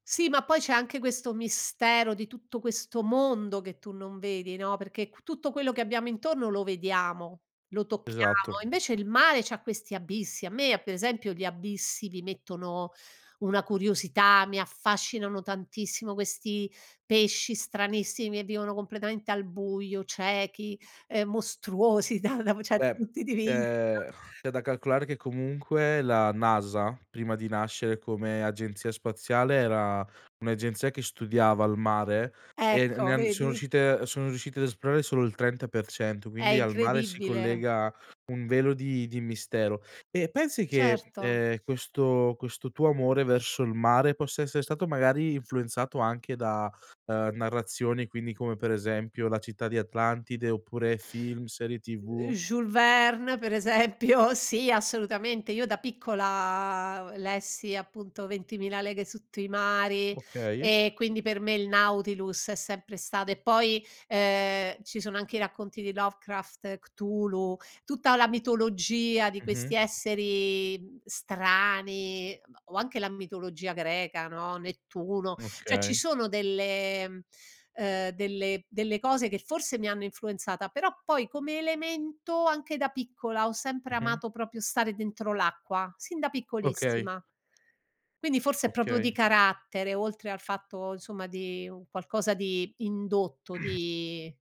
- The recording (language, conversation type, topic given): Italian, podcast, Qual è il tuo luogo naturale preferito e perché?
- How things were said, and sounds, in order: tapping; laughing while speaking: "dav dav"; exhale; "incredibile" said as "incredibbile"; laughing while speaking: "esempio"; drawn out: "piccola"; "cioè" said as "ceh"; "proprio" said as "propio"; "proprio" said as "propo"; throat clearing